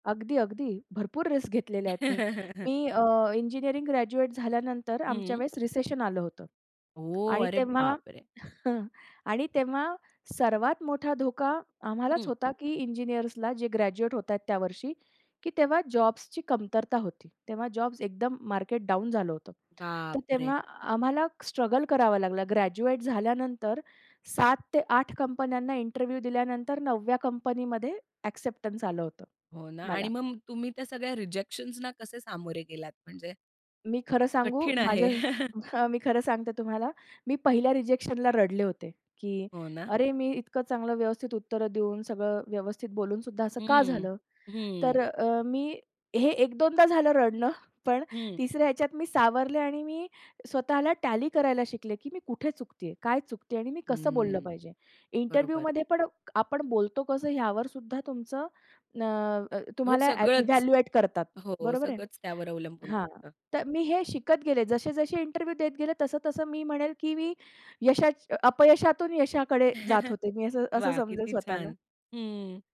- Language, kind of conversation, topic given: Marathi, podcast, नवीन क्षेत्रात प्रवेश करायचं ठरवलं तर तुम्ही सर्वात आधी काय करता?
- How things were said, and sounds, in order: tapping; laugh; other background noise; in English: "रिसेशन"; surprised: "ओह! अरे बापरे!"; chuckle; surprised: "बापरे!"; in English: "इंटरव्ह्यू"; in English: "अ‍ॅक्सेप्टन्स"; "मग" said as "मंम"; in English: "रिजेक्शन्स"; chuckle; in English: "रिजेक्शनला"; in English: "टॅली"; "चुकतेय" said as "चुकतीये?"; in English: "इंटरव्ह्यूमध्ये"; in English: "इव्हॅल्युएट"; in English: "इंटरव्ह्यू"; chuckle